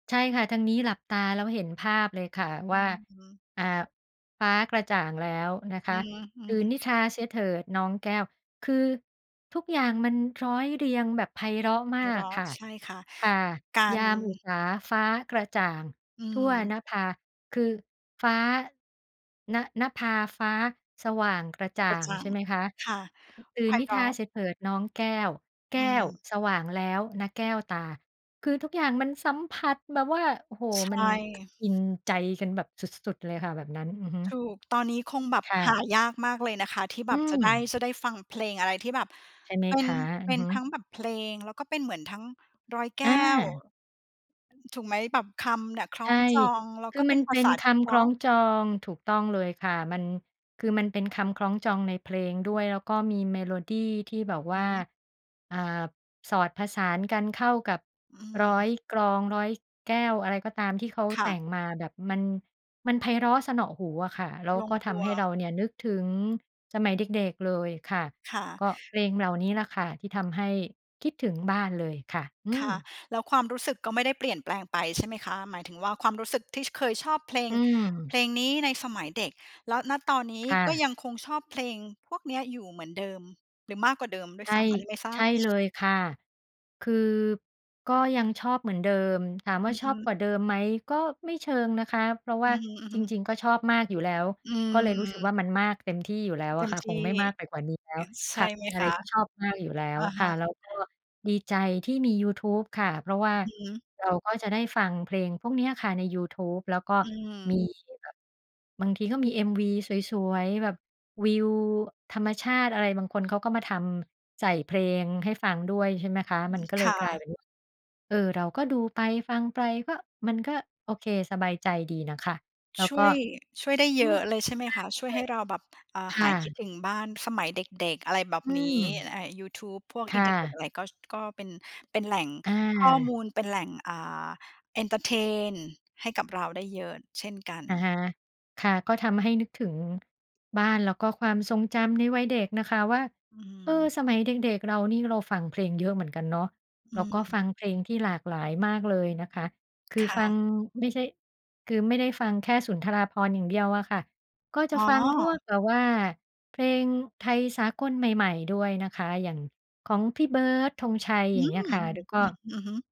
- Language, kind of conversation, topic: Thai, podcast, เพลงไหนที่ทำให้คุณนึกถึงบ้านหรือความทรงจำวัยเด็ก?
- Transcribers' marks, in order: other background noise; unintelligible speech; stressed: "อือ"